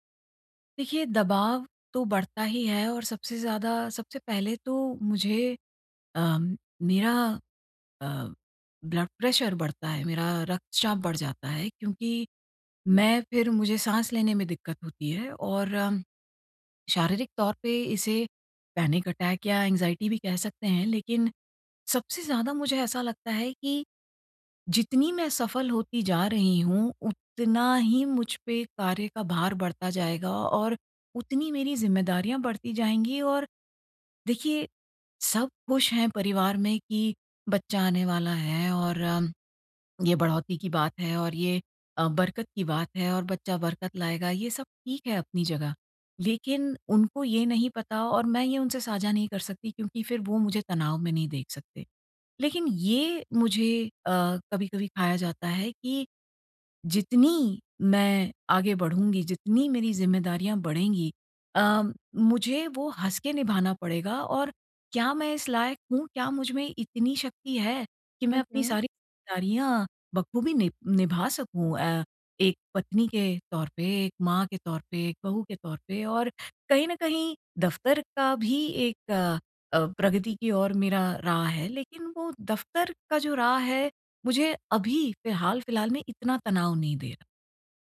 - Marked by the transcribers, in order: in English: "ब्लड प्रेशर"; in English: "पैनिक अटैक"; in English: "एंग्ज़ायटी"
- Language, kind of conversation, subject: Hindi, advice, सफलता के दबाव से निपटना